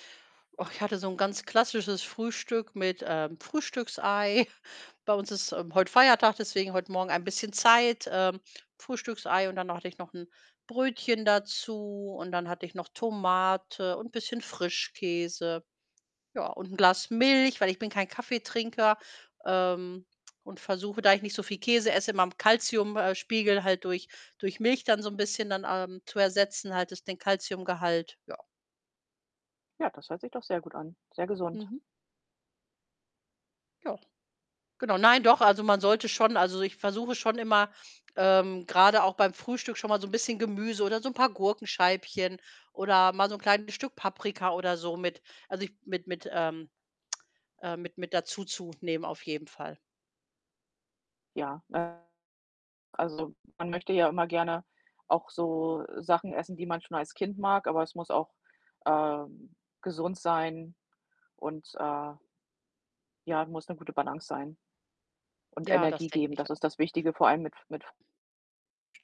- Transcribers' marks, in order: laughing while speaking: "Frühstücksei"; static; other background noise; distorted speech; tsk; tapping; unintelligible speech
- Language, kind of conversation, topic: German, unstructured, Was bedeutet gesundes Essen für dich?